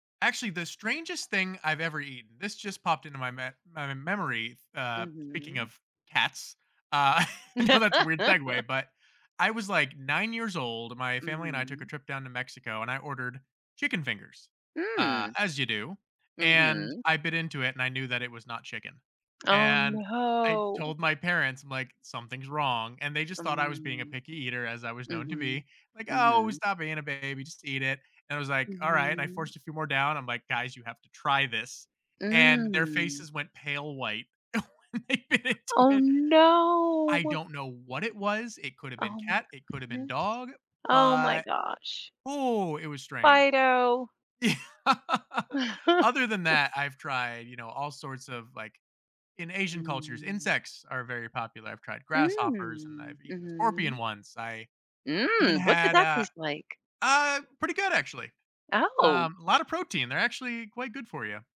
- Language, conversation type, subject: English, unstructured, What motivates people to try unusual foods and how do those experiences shape their tastes?
- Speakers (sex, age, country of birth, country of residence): female, 60-64, United States, United States; male, 35-39, United States, United States
- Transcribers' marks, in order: chuckle; laugh; other background noise; drawn out: "no"; drawn out: "Mm"; drawn out: "Mm"; drawn out: "no"; laughing while speaking: "when they bit into it"; laughing while speaking: "Ye"; laugh; chuckle; drawn out: "Mm"